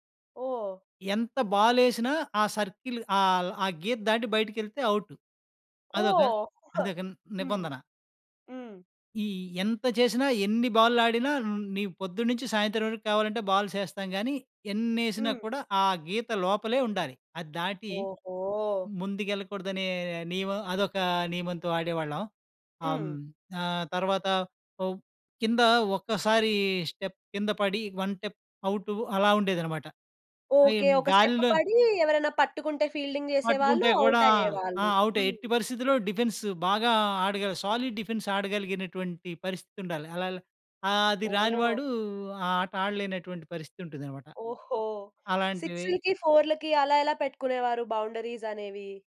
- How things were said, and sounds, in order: in English: "సర్కిల్"; other noise; in English: "స్టెప్"; in English: "వన్ స్టెప్"; in English: "స్టెప్"; in English: "ఫీల్డింగ్"; in English: "డిఫెన్స్"; in English: "సిక్స్‌లుకి ఫౌర్‌లకి"
- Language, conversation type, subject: Telugu, podcast, నీ చిన్నప్పట్లో నీకు అత్యంత ఇష్టమైన ఆట ఏది?